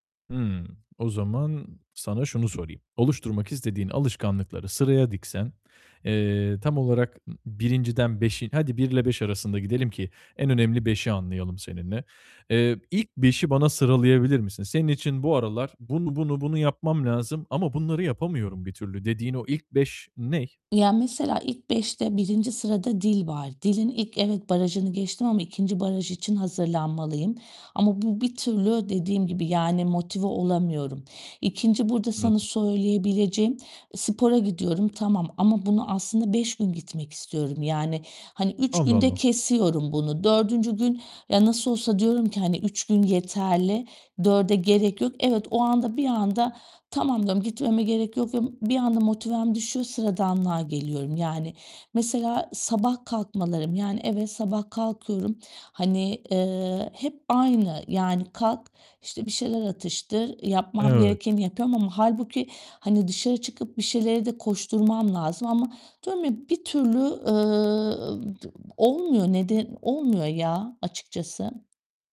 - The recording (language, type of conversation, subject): Turkish, advice, Günlük yaşamımda alışkanlık döngülerimi nasıl fark edip kırabilirim?
- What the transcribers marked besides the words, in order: other background noise; distorted speech